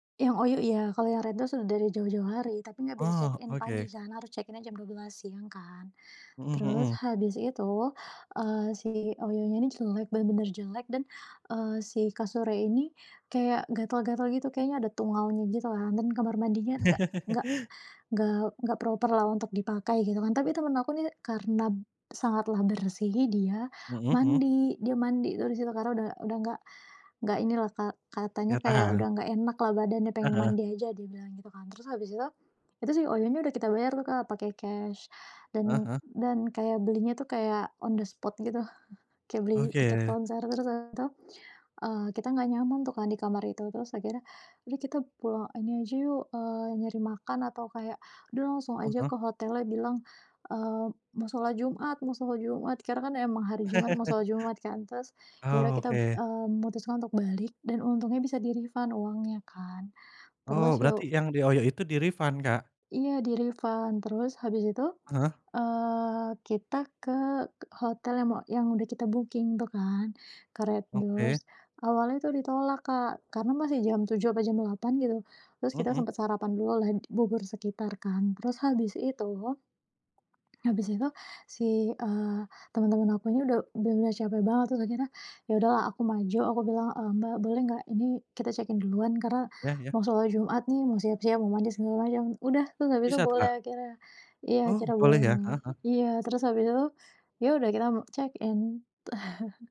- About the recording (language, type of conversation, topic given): Indonesian, podcast, Bagaimana pengalaman perjalanan hemat yang tetap berkesan bagi kamu?
- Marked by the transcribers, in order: in English: "check-in"; in English: "check-in"; tapping; laugh; in English: "proper-lah"; in English: "on the spot"; laugh; in English: "refund"; in English: "di-refund"; in English: "di-refund"; in English: "booking"; in English: "check-in"; in English: "check-in"; chuckle